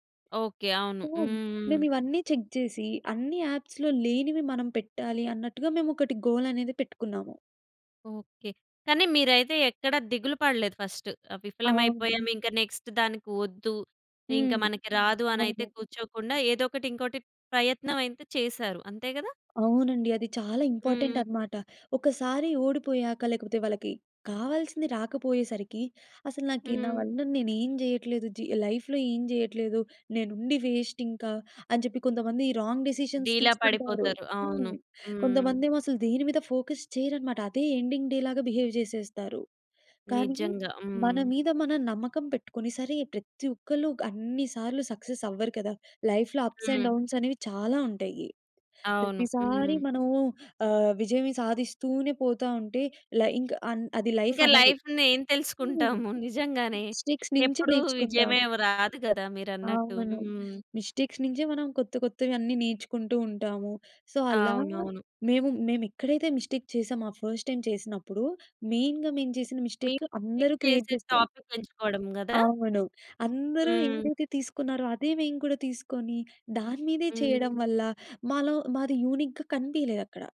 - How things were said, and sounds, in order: in English: "సో"; in English: "చెక్"; in English: "యాప్స్‌లో"; in English: "గోల్"; in English: "ఫస్ట్"; in English: "నెక్స్ట్"; other background noise; in English: "ఇంపార్టెంట్"; in English: "లైఫ్‌లో"; in English: "వేస్ట్"; in English: "రాంగ్ డిసిషన్స్"; in English: "ఫోకస్"; in English: "ఎండింగ్ డే"; in English: "బిహేవ్"; in English: "సక్సెస్"; in English: "లైఫ్‌లో అప్స్ అండ్ డౌన్స్"; in English: "లైఫ్‌ని"; in English: "లైఫ్"; in English: "మిస్టేక్స్"; giggle; in English: "మిస్టేక్స్"; in English: "సో"; in English: "మిస్టేక్"; in English: "ఫస్ట్ టైమ్"; in English: "మెయిన్‌గా"; in English: "మిస్టేక్"; unintelligible speech; in English: "క్రియేట్"; in English: "టాపిక్"; in English: "యూనిక్‌గా"
- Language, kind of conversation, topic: Telugu, podcast, మీరు విఫలమైనప్పుడు ఏమి నేర్చుకున్నారు?